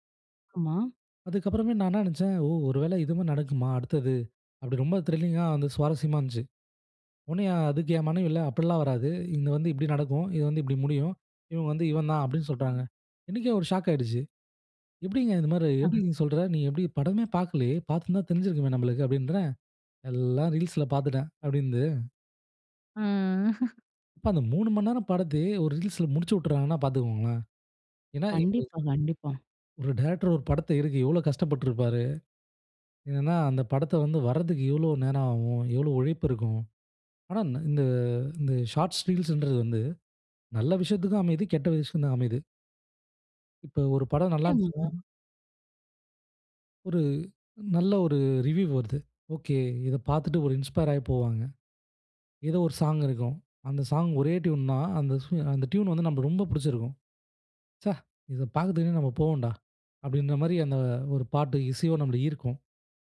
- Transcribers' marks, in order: other background noise; anticipating: "ஒ ஒருவேளை இதும நடக்குமா? அடுத்தது?"; "இதுமாரி" said as "இதும"; "ஒடனே" said as "ஒன்னே"; anticipating: "எப்டி நீ சொல்ற?"; laughing while speaking: "ம்"; in English: "டைரக்டர்"; in English: "ஷார்ட்ஸ், ரீல்ஸ்ன்றது"; in English: "ரிவ்வியூ"; in English: "இன்ஸ்பயர்"; in English: "சாங்"; in English: "சாங்"; in English: "டியூன்"; in English: "டியூன்"
- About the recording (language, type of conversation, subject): Tamil, podcast, சிறு கால வீடியோக்கள் முழுநீளத் திரைப்படங்களை மிஞ்சி வருகிறதா?